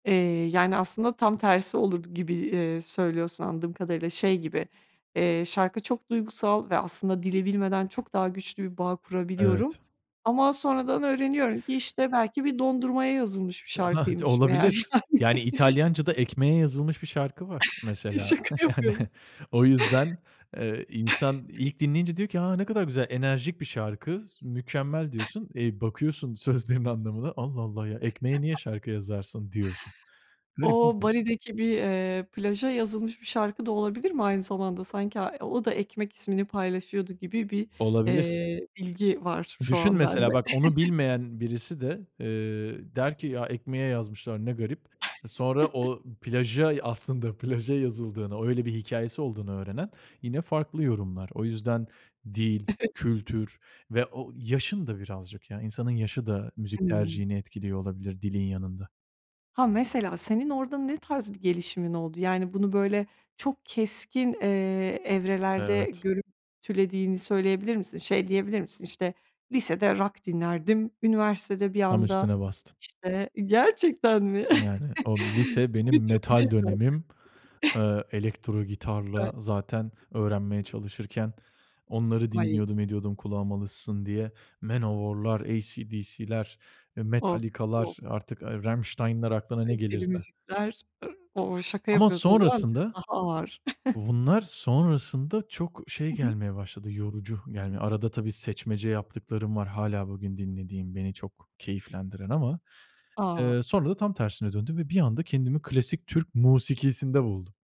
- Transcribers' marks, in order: tapping; other background noise; chuckle; laughing while speaking: "Olabilir"; laughing while speaking: "Yani"; laugh; laughing while speaking: "Ya, şaka yapıyorsun"; chuckle; laughing while speaking: "Yani"; chuckle; chuckle; chuckle; laughing while speaking: "Evet"; laughing while speaking: "Gerçekten mi?"; unintelligible speech; chuckle; chuckle; other noise
- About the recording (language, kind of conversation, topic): Turkish, podcast, Dil, müzik tercihlerini sence ne kadar etkiler?